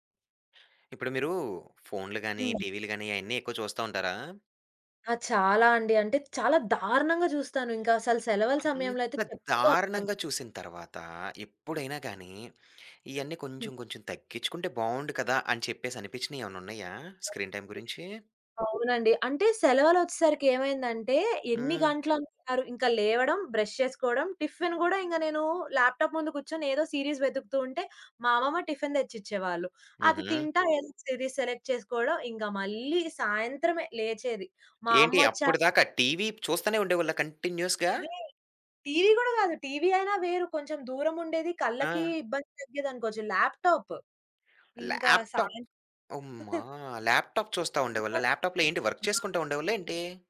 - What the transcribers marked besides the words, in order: other background noise; in English: "స్క్రీన్ టైమ్"; in English: "బ్రష్"; in English: "టిఫిన్"; in English: "ల్యాప్‌టాప్"; in English: "సీరీస్"; in English: "టిఫిన్"; in English: "సీరీస్ సెలెక్ట్"; in English: "కంటిన్యూస్‌గా?"; in English: "ల్యాప్‌టాప్"; in English: "ల్యాప్‌టాప్"; in English: "ల్యాప్‌టాప్"; in English: "ల్యాప్‌టాప్"; chuckle; in English: "వర్క్"
- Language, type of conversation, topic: Telugu, podcast, మీ స్క్రీన్ టైమ్‌ను నియంత్రించడానికి మీరు ఎలాంటి పరిమితులు లేదా నియమాలు పాటిస్తారు?